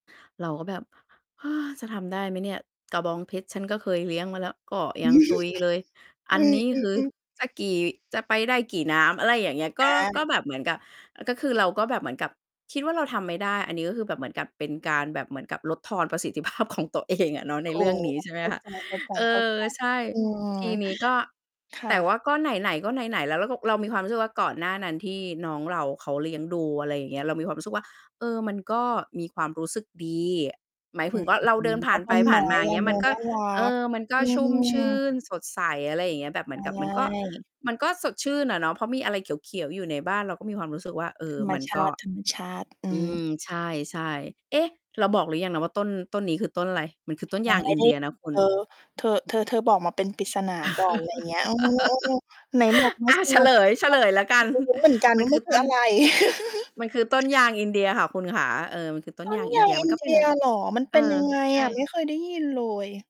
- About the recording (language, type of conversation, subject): Thai, podcast, งานอดิเรกอะไรที่ทำแล้วคุณมีความสุขมากที่สุด?
- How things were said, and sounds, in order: tapping; laughing while speaking: "อืม"; other background noise; distorted speech; laughing while speaking: "ภาพของตัวเอง"; static; laugh; chuckle; unintelligible speech; laugh